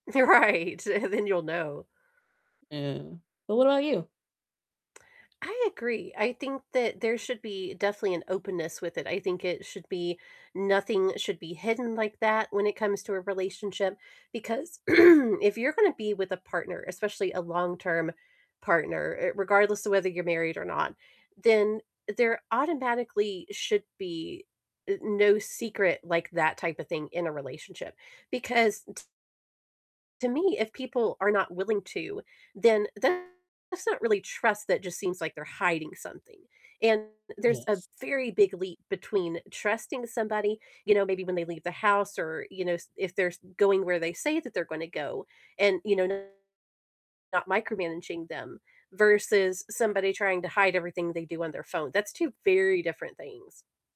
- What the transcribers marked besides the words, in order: laughing while speaking: "You're right, and then"; static; throat clearing; distorted speech
- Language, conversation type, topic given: English, unstructured, What do you think about sharing passwords in a relationship?